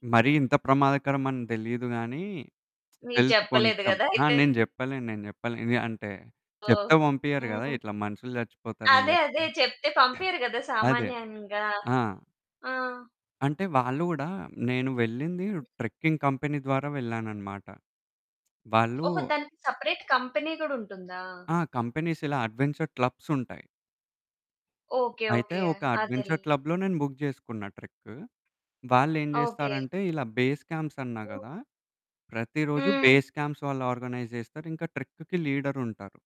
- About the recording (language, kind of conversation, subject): Telugu, podcast, ఒక ట్రెక్కింగ్ సమయంలో మీరు నేర్చుకున్న అత్యంత విలువైన పాఠం ఏమిటి?
- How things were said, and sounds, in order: lip smack; other background noise; distorted speech; throat clearing; in English: "ట్రెక్కింగ్ కంపెనీ"; in English: "సెపరేట్ కంపెనీ"; in English: "కంపెనీస్"; in English: "అడ్వెంచర్"; in English: "అడ్వెంచర్ క్లబ్‌లో"; in English: "బుక్"; in English: "బేస్ క్యాంప్స్"; in English: "బేస్ క్యాంప్స్"; in English: "ఆర్గనైజ్"